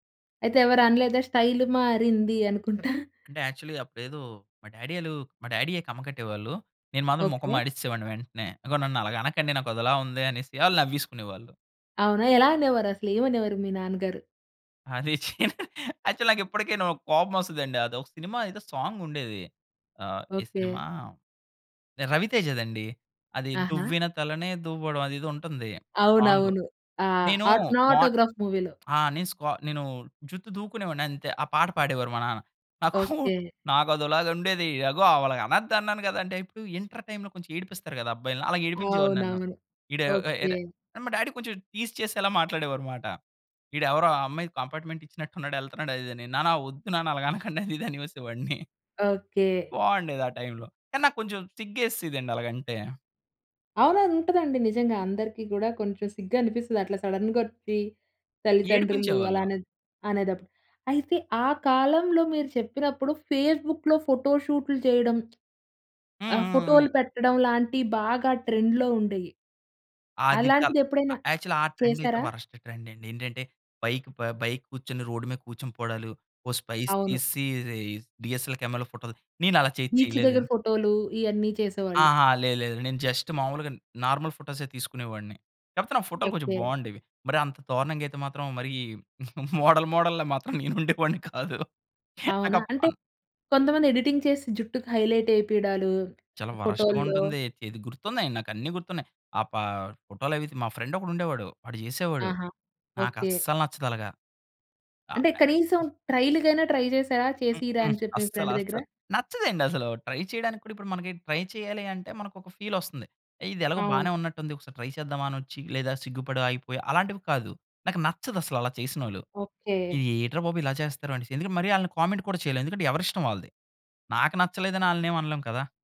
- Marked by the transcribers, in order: laughing while speaking: "స్టైల్ మారింది అనుకుంటా?"; in English: "యాక్చువల్‌గా"; in English: "డాడీ"; in English: "డాడీయే"; laughing while speaking: "చి యాక్చువల్ నాకు ఇప్పటికీనూ"; in English: "యాక్చువల్"; singing: "దువ్విన తలనే దువ్వడం"; in English: "సాంగ్"; in English: "ఆటోగ్రాఫ్ మూవీ‌లో"; whoop; in English: "ఇంటర్"; in English: "డాడీ"; in English: "టీజ్"; in English: "కంపార్ట్మెంట్"; chuckle; in English: "సడెన్‌గా"; other background noise; in English: "ఫేస్‌బుక్‌లో"; in English: "ట్రెండ్‌లో"; in English: "యాక్చువల్‌గా"; in English: "ట్రెండ్"; in English: "వర్స్ట్ ట్రెండ్"; in English: "స్పైక్స్"; in English: "డీఎస్ఎల్"; in English: "ఫోటోస్"; in English: "బీచ్"; in English: "జస్ట్"; in English: "నార్మల్"; laughing while speaking: "మోడల్ మోడల్‌లా మాత్రం నేను ఉండేవాడిని కాదు"; in English: "హైలైట్"; in English: "వరస్ట్‌గా"; in English: "ఫ్రెండ్"; in English: "ట్రైల్‌కైనా ట్రై"; unintelligible speech; in English: "ఫ్రెండ్"; in English: "ట్రై"; in English: "ట్రై"; in English: "ఫీల్"; in English: "ట్రై"; in English: "కామెంట్"
- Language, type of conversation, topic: Telugu, podcast, స్టైల్‌లో మార్పు చేసుకున్న తర్వాత మీ ఆత్మవిశ్వాసం పెరిగిన అనుభవాన్ని మీరు చెప్పగలరా?